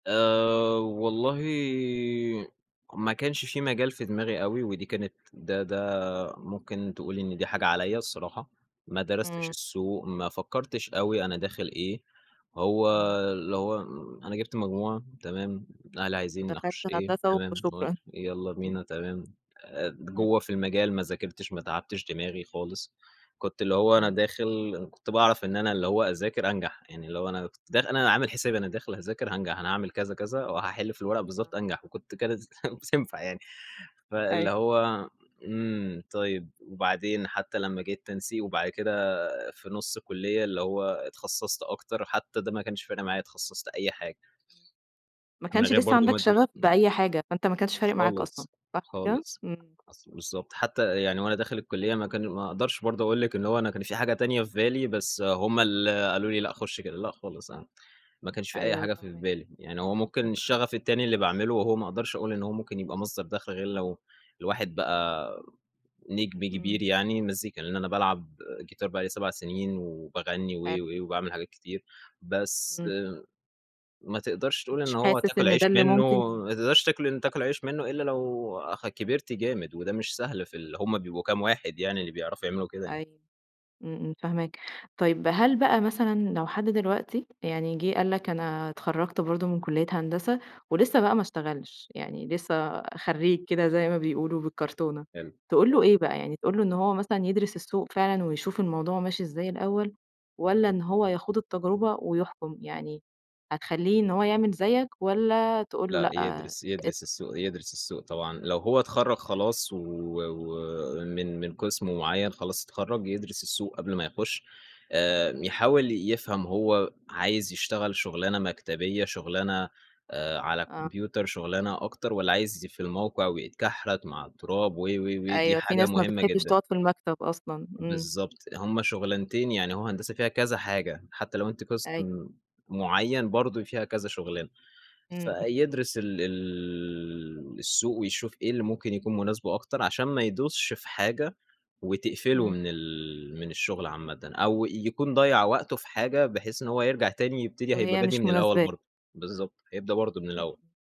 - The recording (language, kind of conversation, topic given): Arabic, podcast, إزاي بتختار بين إنك تكمّل ورا شغفك وإنك تضمن استقرارك المادي؟
- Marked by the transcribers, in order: other background noise; tapping; laughing while speaking: "بتنفع يعني"; unintelligible speech; tsk; in English: "كمبيوتر"